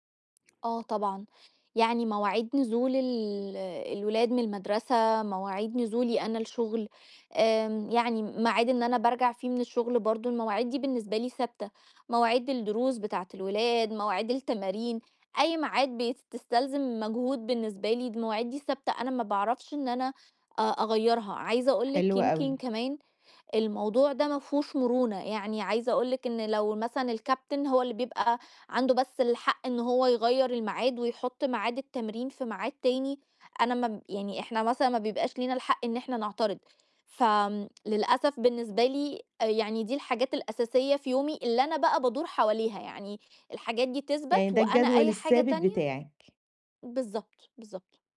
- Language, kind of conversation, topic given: Arabic, advice, إزاي ألاقي وقت للهوايات والترفيه وسط الشغل والدراسة والالتزامات التانية؟
- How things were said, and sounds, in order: tapping; in English: "الcaptain"